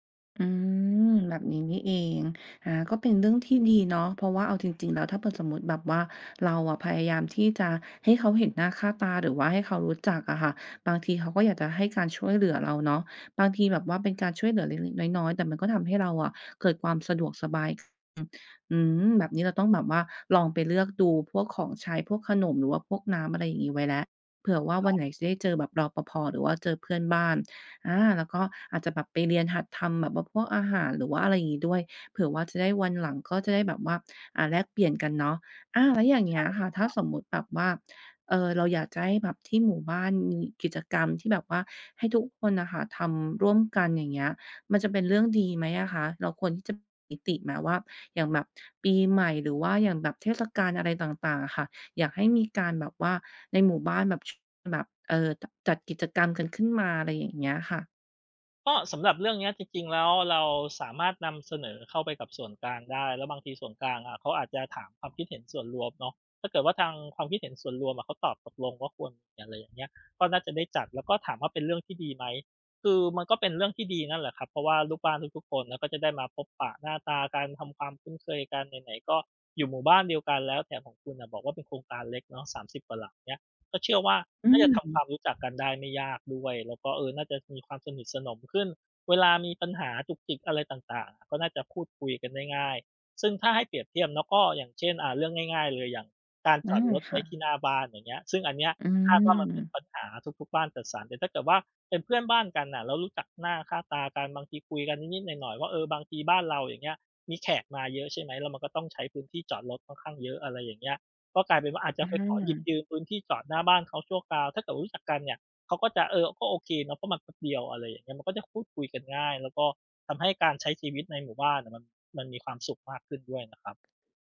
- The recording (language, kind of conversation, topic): Thai, advice, ย้ายบ้านไปพื้นที่ใหม่แล้วรู้สึกเหงาและไม่คุ้นเคย ควรทำอย่างไรดี?
- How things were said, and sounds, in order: other background noise